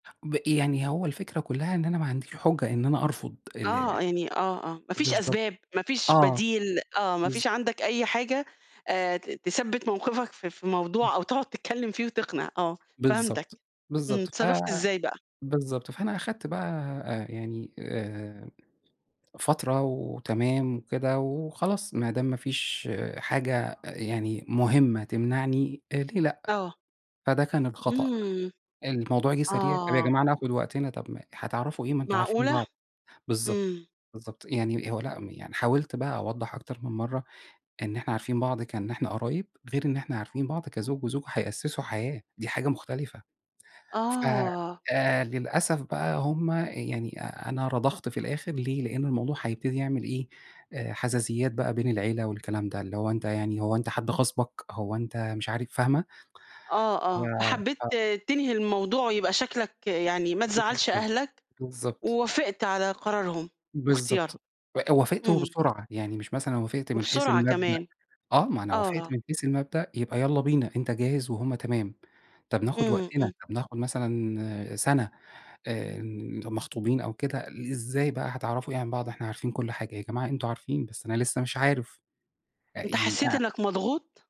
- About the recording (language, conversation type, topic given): Arabic, podcast, إزاي بتتعامل مع قرار من العيلة حاسس إنه تقيل عليك؟
- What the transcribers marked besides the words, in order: chuckle; unintelligible speech